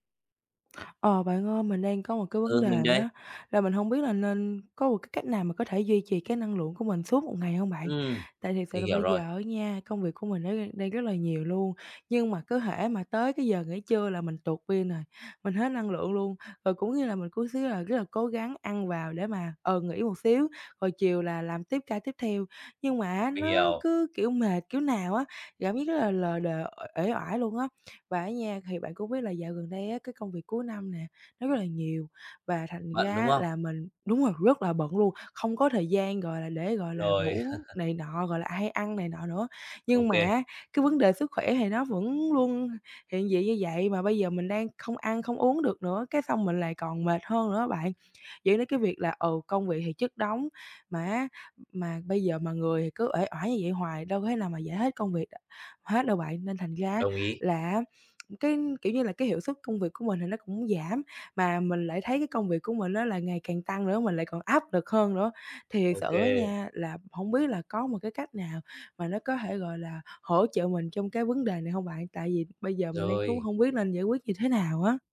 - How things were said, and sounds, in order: tapping; chuckle; other background noise
- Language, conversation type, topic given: Vietnamese, advice, Làm thế nào để duy trì năng lượng suốt cả ngày mà không cảm thấy mệt mỏi?